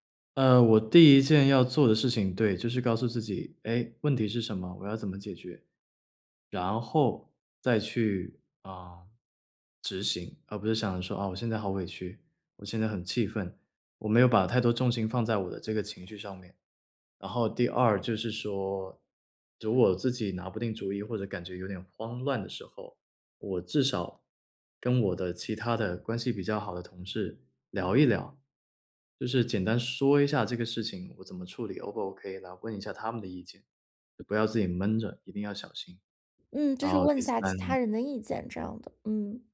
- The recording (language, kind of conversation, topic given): Chinese, podcast, 团队里出现分歧时你会怎么处理？
- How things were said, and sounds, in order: none